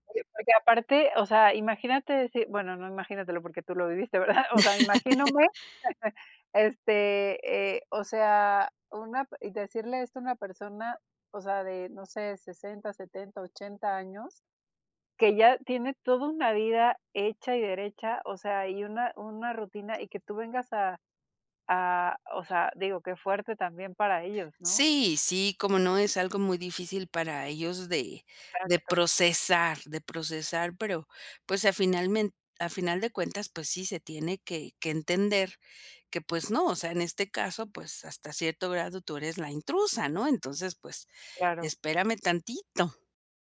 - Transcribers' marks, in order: laugh; laughing while speaking: "¿verdad?"; chuckle; tapping
- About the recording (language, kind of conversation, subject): Spanish, podcast, ¿Qué evento te obligó a replantearte tus prioridades?